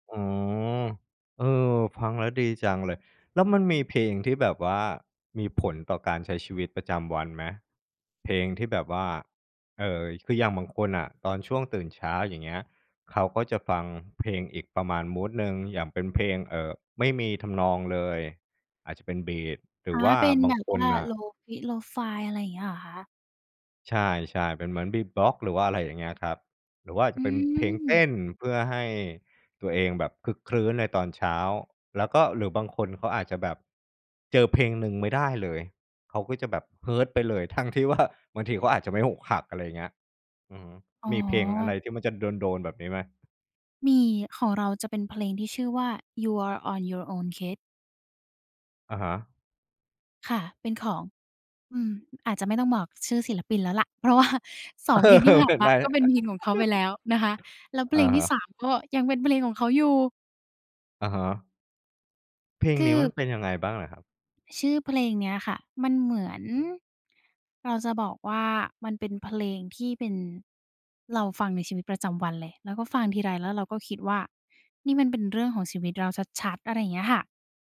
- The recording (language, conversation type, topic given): Thai, podcast, เพลงไหนที่เป็นเพลงประกอบชีวิตของคุณในตอนนี้?
- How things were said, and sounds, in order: in English: "Hurt"; laughing while speaking: "ทั้งที่ว่า"; tapping; laughing while speaking: "เพราะว่า"; laughing while speaking: "เออ"; unintelligible speech; giggle; other background noise; stressed: "ชัด ๆ"